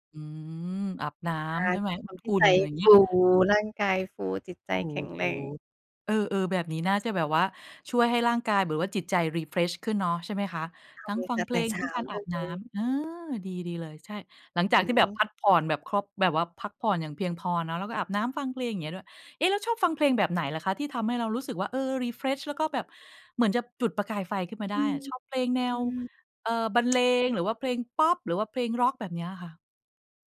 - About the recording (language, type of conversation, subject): Thai, podcast, คุณมักหาแรงบันดาลใจมาจากที่ไหนบ้าง?
- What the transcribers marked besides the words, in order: in English: "refresh"; tapping; in English: "refresh"